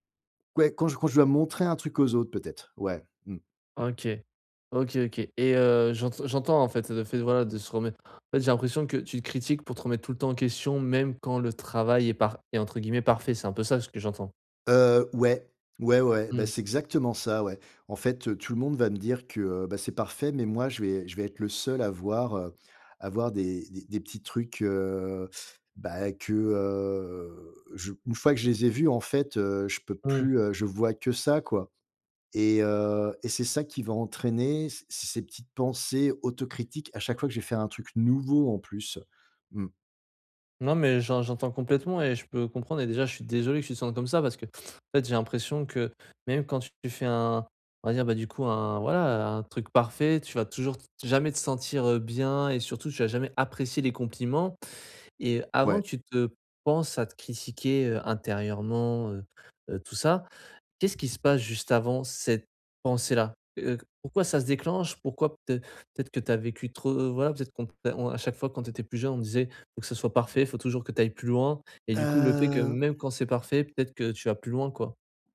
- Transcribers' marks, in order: tapping; drawn out: "heu"
- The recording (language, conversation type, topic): French, advice, Comment puis-je remettre en question mes pensées autocritiques et arrêter de me critiquer intérieurement si souvent ?